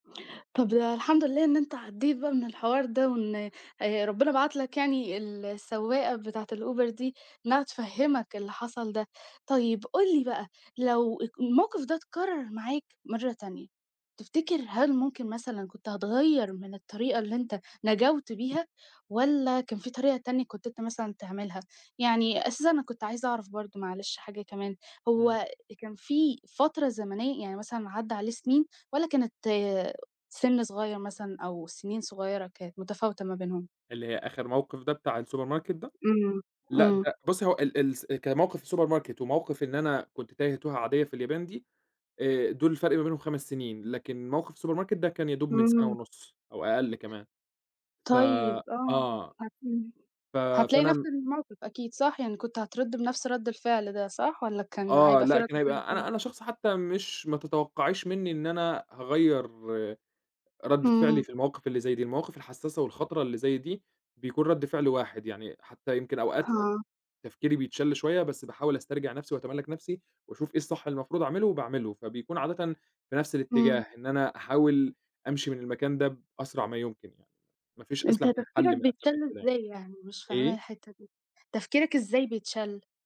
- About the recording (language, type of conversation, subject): Arabic, podcast, هل حصل إنك اتوهت في مدينة غريبة؟ احكيلي تجربتك؟
- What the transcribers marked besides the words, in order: in English: "الSupermarket"; in English: "الSupermarket"; in English: "الSupermarket"; other background noise